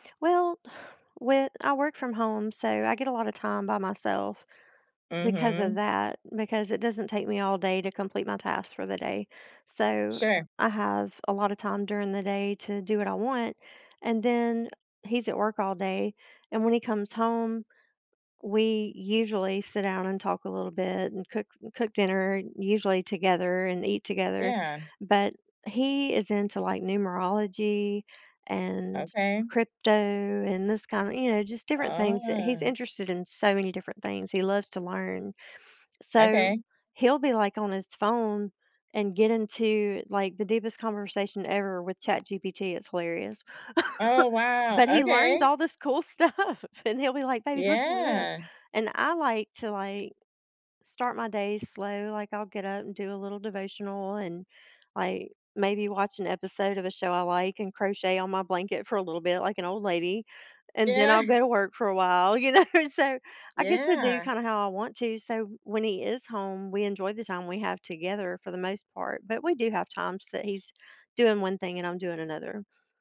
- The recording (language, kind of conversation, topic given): English, unstructured, How do you balance personal space and togetherness?
- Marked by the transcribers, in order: tapping; chuckle; laughing while speaking: "stuff"; other background noise; laughing while speaking: "you know"; laughing while speaking: "Yeah"